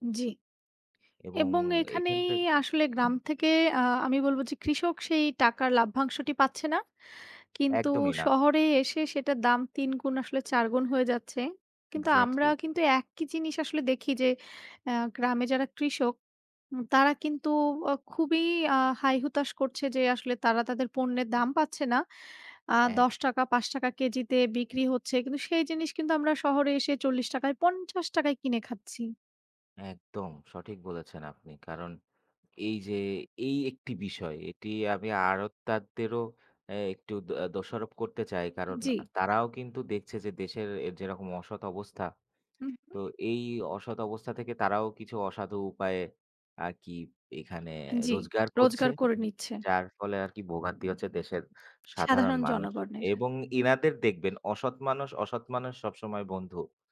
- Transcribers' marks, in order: "লভ্যাংশটি" said as "লাভ্যাংশটি"; stressed: "পঞ্চাশ টাকা-য়"
- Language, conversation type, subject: Bengali, unstructured, রাজনীতিতে সৎ নেতৃত্বের গুরুত্ব কেমন?